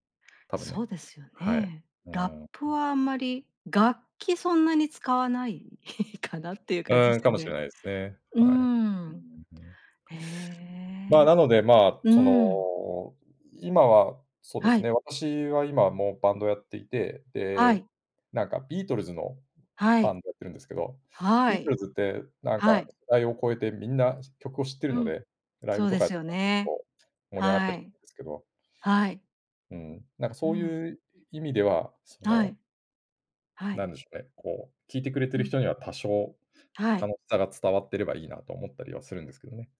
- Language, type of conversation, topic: Japanese, podcast, 親や家族の音楽の影響を感じることはありますか？
- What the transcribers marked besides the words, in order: other noise; laugh; unintelligible speech